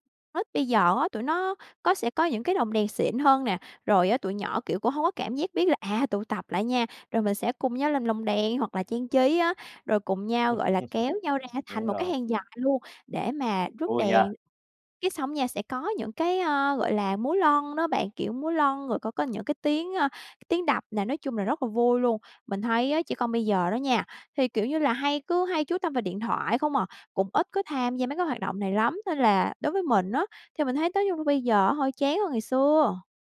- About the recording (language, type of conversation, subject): Vietnamese, podcast, Bạn nhớ nhất lễ hội nào trong tuổi thơ?
- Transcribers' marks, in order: laugh; tapping